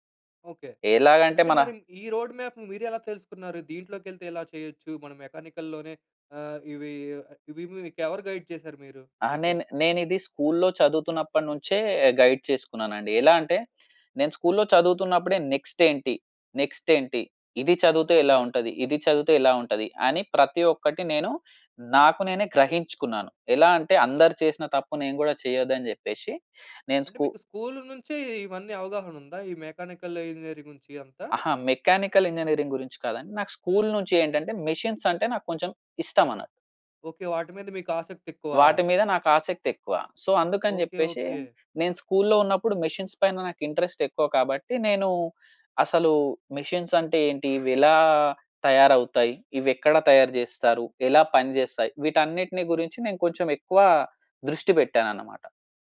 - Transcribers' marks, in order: in English: "రోడ్ మ్యాప్"; in English: "మెకానికల్‌లోనే"; in English: "గైడ్"; in English: "స్కూల్‌లో"; in English: "గైడ్"; in English: "స్కూల్‌లో"; in English: "నెక్స్ట్"; in English: "నెక్స్ట్"; in English: "స్కూల్"; in English: "మెకానికల్ ఇంజినీరింగ్"; in English: "మెకానికల్ ఇంజినీరింగ్"; in English: "మెషీన్స్"; in English: "సో"; in English: "స్కూల్‌లో"; in English: "మెషిన్స్"; in English: "ఇంట్రెస్ట్"; in English: "మెషిన్స్"
- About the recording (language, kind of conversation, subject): Telugu, podcast, కెరీర్ మార్పు గురించి ఆలోచించినప్పుడు మీ మొదటి అడుగు ఏమిటి?